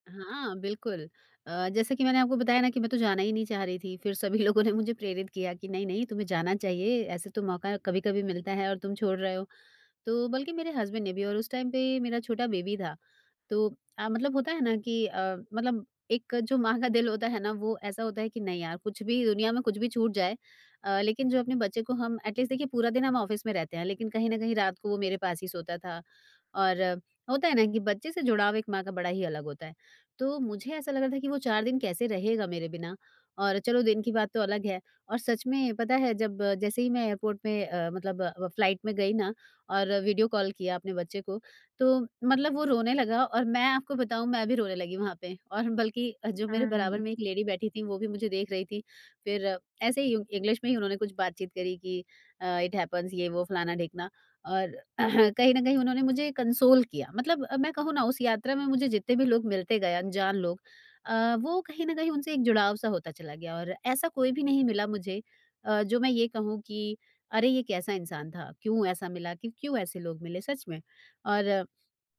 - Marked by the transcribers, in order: laughing while speaking: "फिर सभी लोगों ने मुझे"; in English: "हस्बैंड"; in English: "टाइम"; in English: "बेबी"; in English: "एटलीस्ट"; in English: "ऑफिस"; in English: "एयरपोर्ट"; in English: "फ्लाइट"; in English: "लेडी"; in English: "इट हैपन्स"; throat clearing; in English: "कंसोल"
- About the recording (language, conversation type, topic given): Hindi, podcast, किसने आपको विदेश में सबसे सुरक्षित महसूस कराया?